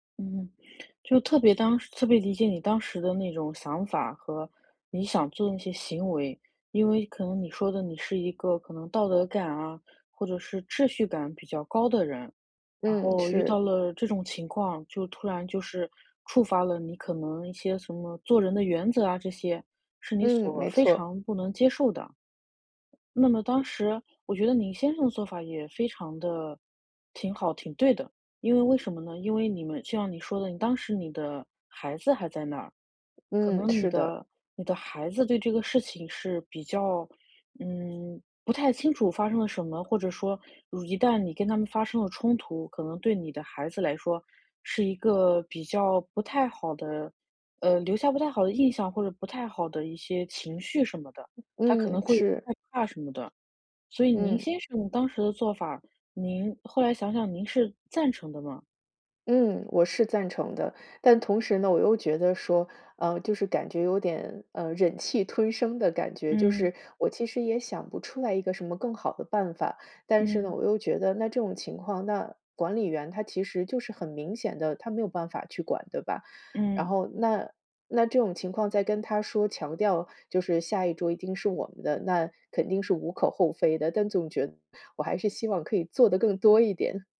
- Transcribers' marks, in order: tapping; other background noise
- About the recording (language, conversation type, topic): Chinese, advice, 我怎样才能更好地控制冲动和情绪反应？